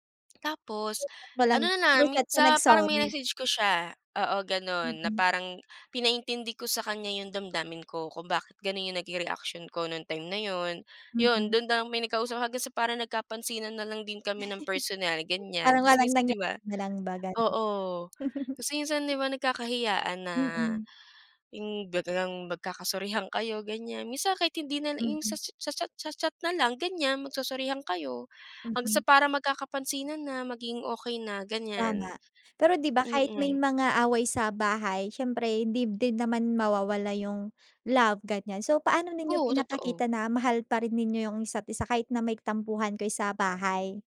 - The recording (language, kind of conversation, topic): Filipino, podcast, Paano ninyo nilulutas ang mga alitan sa bahay?
- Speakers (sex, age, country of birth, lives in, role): female, 20-24, Philippines, Philippines, host; female, 25-29, Philippines, Philippines, guest
- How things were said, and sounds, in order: chuckle; chuckle